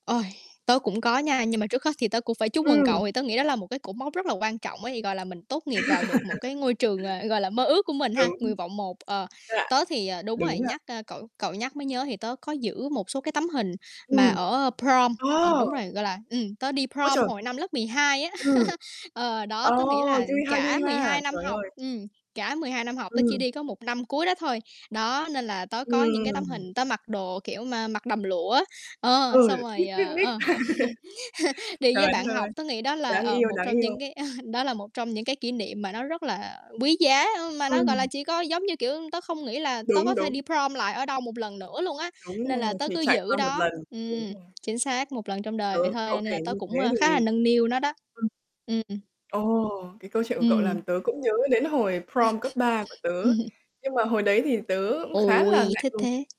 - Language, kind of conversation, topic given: Vietnamese, unstructured, Bạn đã từng giữ một món đồ kỷ niệm đặc biệt nào chưa?
- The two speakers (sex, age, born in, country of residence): female, 20-24, Vietnam, United States; female, 20-24, Vietnam, Vietnam
- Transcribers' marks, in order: other background noise; distorted speech; laugh; mechanical hum; unintelligible speech; tapping; in English: "prom"; in English: "prom"; laugh; laugh; laughing while speaking: "a"; in English: "prom"; static; in English: "prom"; other noise; unintelligible speech